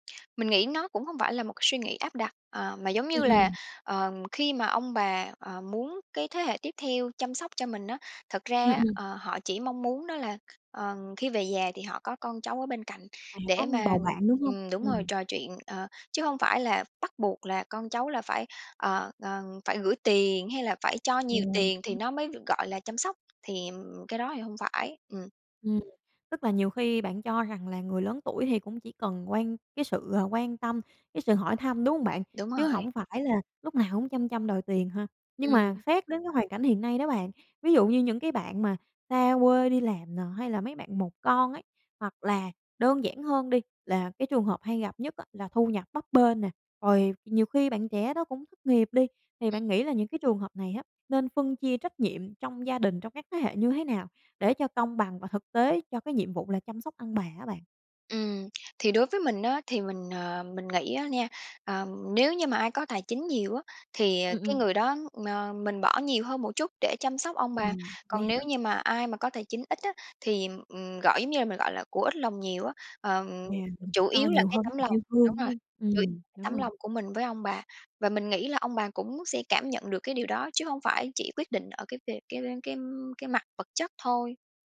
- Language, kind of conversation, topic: Vietnamese, podcast, Bạn thấy trách nhiệm chăm sóc ông bà nên thuộc về thế hệ nào?
- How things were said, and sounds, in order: unintelligible speech; tapping; other background noise